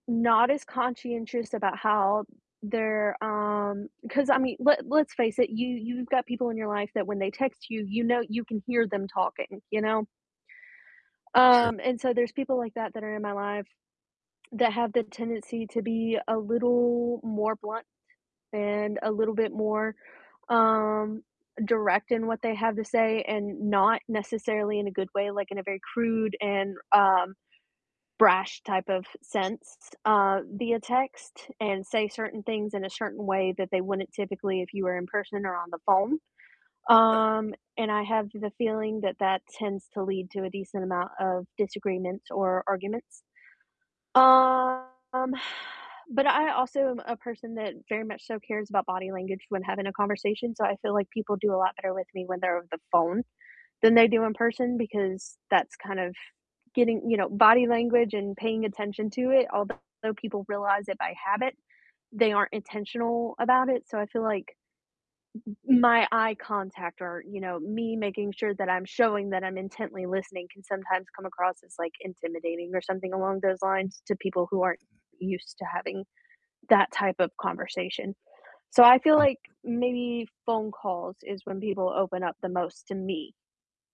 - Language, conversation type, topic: English, unstructured, When do you switch from texting to talking to feel more connected?
- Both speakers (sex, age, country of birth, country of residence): female, 20-24, United States, United States; male, 20-24, United States, United States
- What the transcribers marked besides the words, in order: other background noise; mechanical hum; distorted speech; sigh